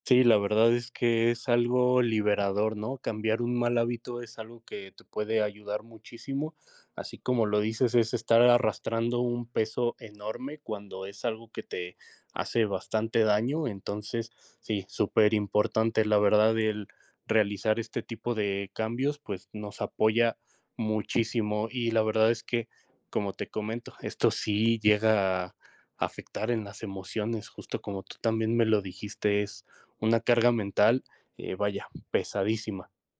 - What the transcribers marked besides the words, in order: tapping
- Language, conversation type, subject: Spanish, unstructured, ¿Alguna vez cambiaste un hábito y te sorprendieron los resultados?